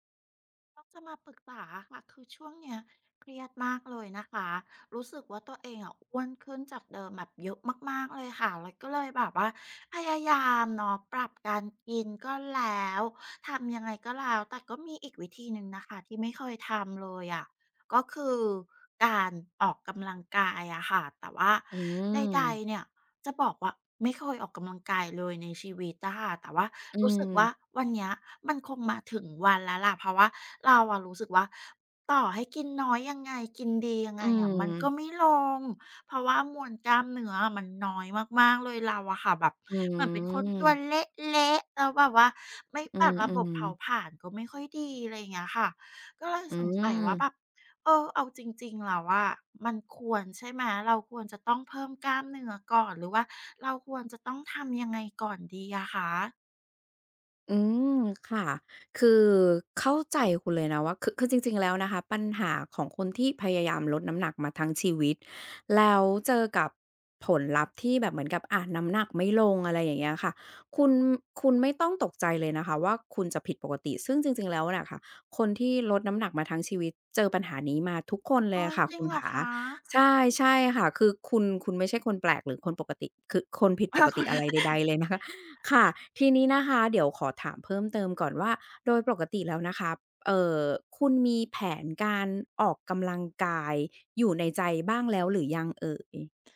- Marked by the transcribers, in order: tapping; drawn out: "อืม"; other background noise; laughing while speaking: "อ้าว ก เหรอ ?"; unintelligible speech
- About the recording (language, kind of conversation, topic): Thai, advice, ฉันสับสนเรื่องเป้าหมายการออกกำลังกาย ควรโฟกัสลดน้ำหนักหรือเพิ่มกล้ามเนื้อก่อนดี?